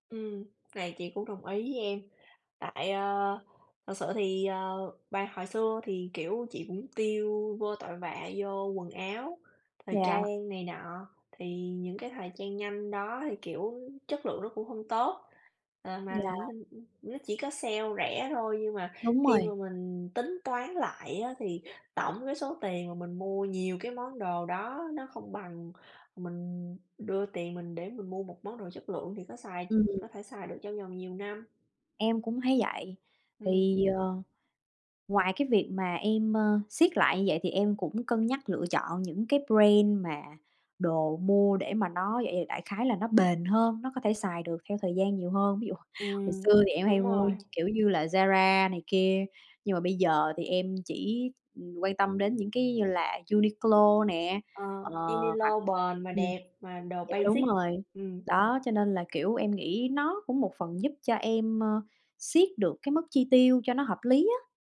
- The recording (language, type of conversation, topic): Vietnamese, unstructured, Bạn làm gì để cân bằng giữa tiết kiệm và chi tiêu cho sở thích cá nhân?
- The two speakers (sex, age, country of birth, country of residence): female, 30-34, Vietnam, United States; female, 35-39, Vietnam, United States
- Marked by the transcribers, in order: tapping; in English: "brand"; chuckle; "Uniqlo" said as "yêu ni lô"; in English: "basic"